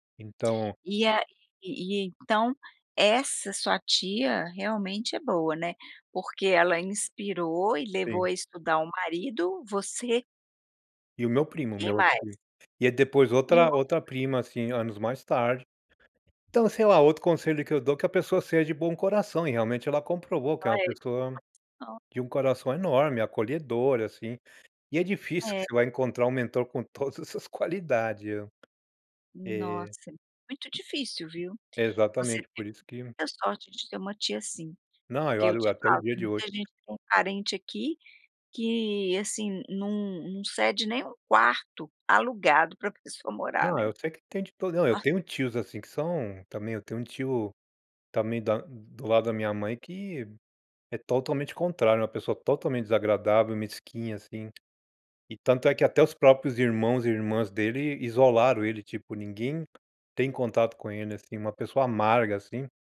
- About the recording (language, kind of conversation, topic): Portuguese, podcast, Que conselhos você daria a quem está procurando um bom mentor?
- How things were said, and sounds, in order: tapping; other background noise; "seja" said as "seje"; unintelligible speech; laughing while speaking: "com todas essas qualidade, eh"